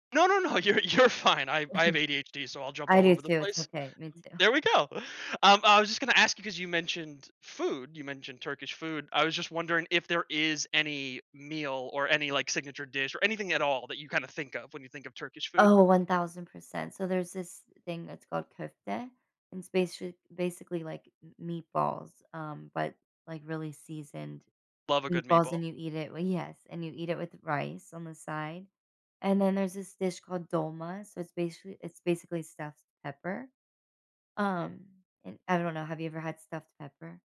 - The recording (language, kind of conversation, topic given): English, unstructured, How could being able to speak any language change the way you experience the world?
- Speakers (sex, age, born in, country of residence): female, 35-39, Turkey, United States; male, 30-34, United States, United States
- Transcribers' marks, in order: laughing while speaking: "no, you're, you're fine, I"; chuckle; other background noise